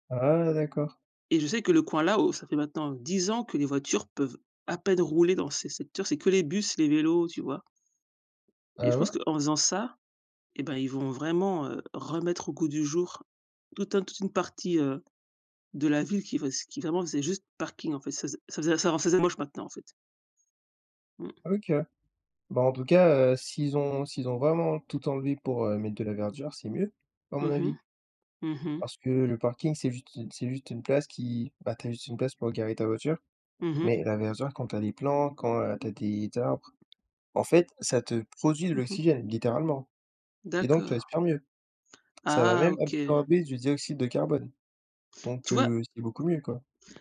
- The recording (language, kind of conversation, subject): French, unstructured, Comment la nature t’aide-t-elle à te sentir mieux ?
- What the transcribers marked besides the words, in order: tapping; other background noise